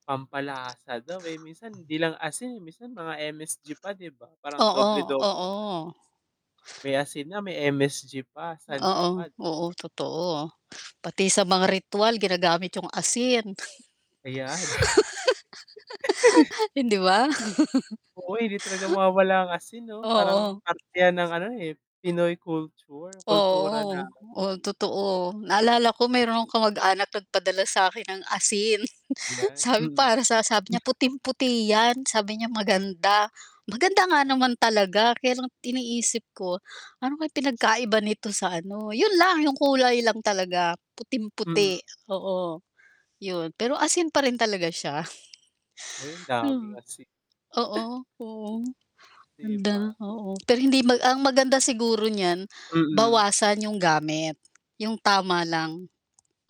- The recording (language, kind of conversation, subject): Filipino, unstructured, Ano ang pakiramdam mo kapag kumakain ka ng mga pagkaing sobrang maalat?
- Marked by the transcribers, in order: other background noise; static; distorted speech; giggle; laugh; chuckle; unintelligible speech; chuckle; hiccup